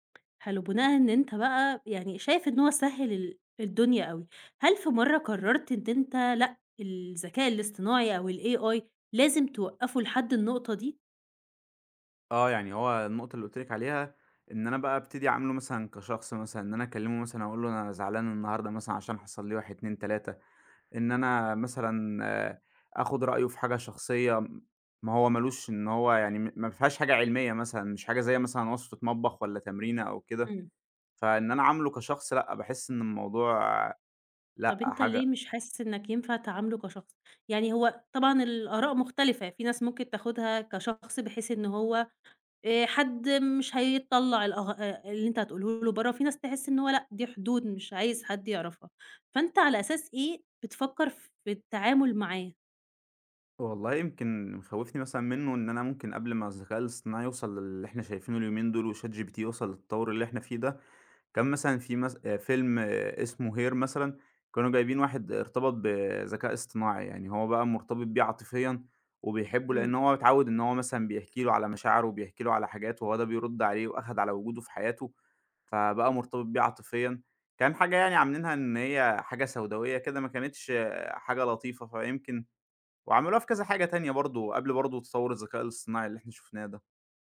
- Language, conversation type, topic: Arabic, podcast, إزاي بتحط حدود للذكاء الاصطناعي في حياتك اليومية؟
- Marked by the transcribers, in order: in English: "الAI"; tapping